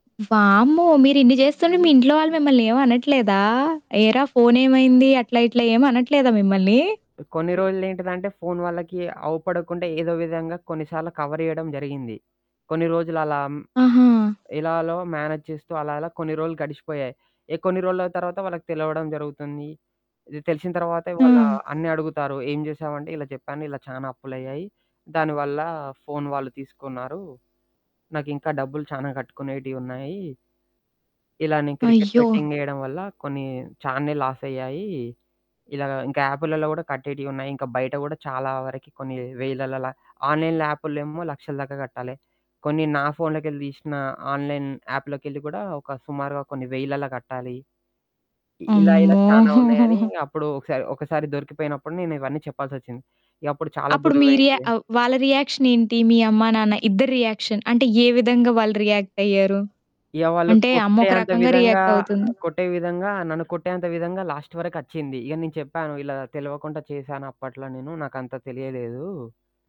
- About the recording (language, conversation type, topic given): Telugu, podcast, మీ గత తప్పుల నుంచి మీరు నేర్చుకున్న అత్యంత ముఖ్యమైన పాఠం ఏమిటి?
- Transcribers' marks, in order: other background noise; static; in English: "కవర్"; in English: "మేనేజ్"; mechanical hum; in English: "బెట్టింగ్"; in English: "ఆన్‌లైన్"; in English: "ఆన్‌లైన్"; chuckle; in English: "రియాక్షన్"; background speech; in English: "లాస్ట్"